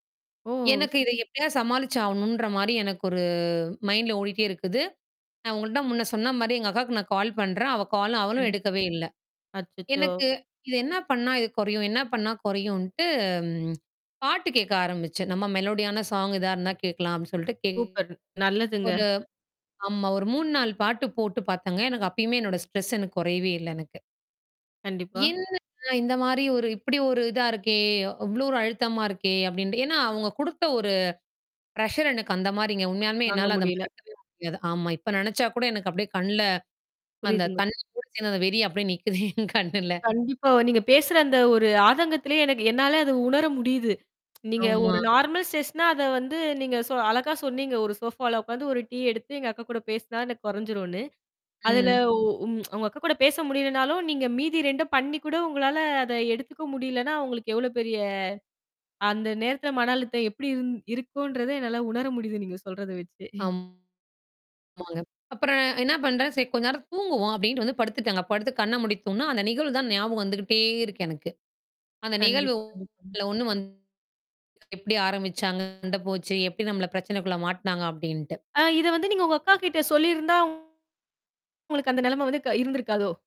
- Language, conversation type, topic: Tamil, podcast, அழுத்தம் வந்தால் அதை நீங்கள் பொதுவாக எப்படி சமாளிப்பீர்கள்?
- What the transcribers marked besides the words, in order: static; tapping; drawn out: "குறையும்ன்ட்டு"; in English: "மெலோடி"; in English: "சாங்"; "சூப்பர்" said as "சூப்பன்"; distorted speech; in English: "ஸ்ட்ரெஸ்"; in English: "ப்ரெஸ்ஸர்"; unintelligible speech; laughing while speaking: "எங் கண்ணுல"; other background noise; in English: "நார்மல் ஸ்ட்ரெஸ்னா"; tsk; chuckle; drawn out: "வந்துகிட்டே"